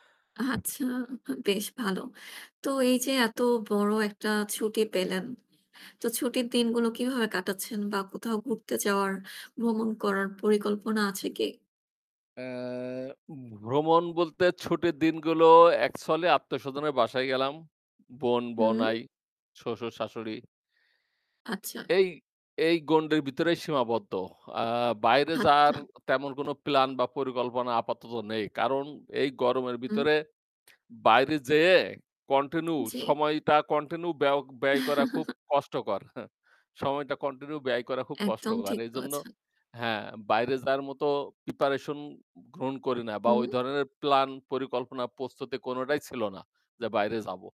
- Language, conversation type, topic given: Bengali, unstructured, ভ্রমণ কীভাবে তোমাকে সুখী করে তোলে?
- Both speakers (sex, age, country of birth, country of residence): female, 25-29, Bangladesh, Bangladesh; male, 25-29, Bangladesh, Bangladesh
- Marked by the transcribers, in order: static; "আত্মীয়স্বজনের" said as "আত্মস্বজনের"; "আচ্ছা" said as "আচ্চা"; "ভিতরে" said as "বিতরেই"; "আচ্ছা" said as "হাচ্চা"; "যেয়ে" said as "যেইয়ে"; chuckle; scoff; "যাওয়ার" said as "যার"